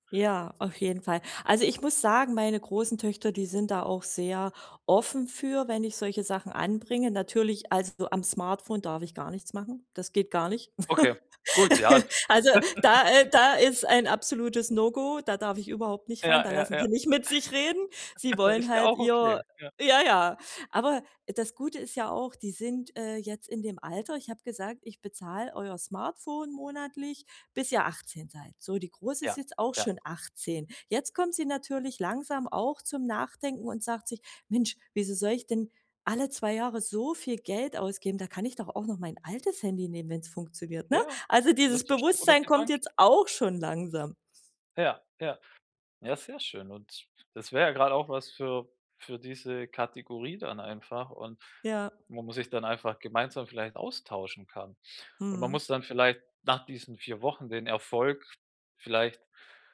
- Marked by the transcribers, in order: chuckle; joyful: "Also da äh, da"; chuckle; chuckle
- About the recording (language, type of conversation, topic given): German, advice, Wie kann ich meine Konsumgewohnheiten ändern, ohne Lebensqualität einzubüßen?